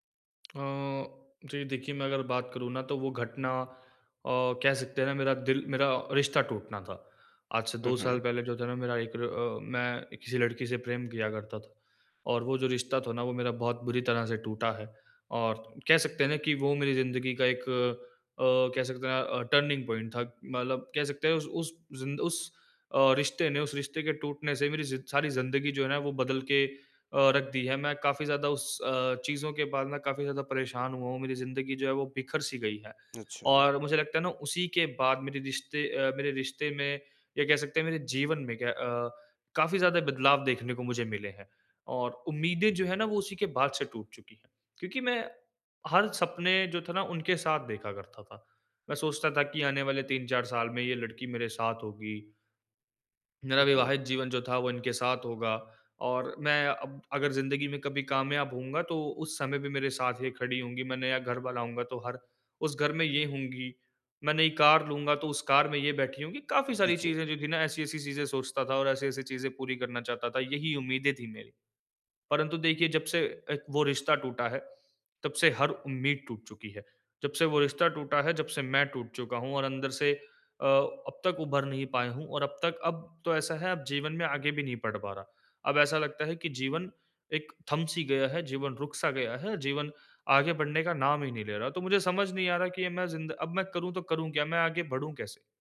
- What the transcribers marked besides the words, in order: in English: "टर्निंग पॉइंट"
- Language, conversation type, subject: Hindi, advice, टूटी हुई उम्मीदों से आगे बढ़ने के लिए मैं क्या कदम उठा सकता/सकती हूँ?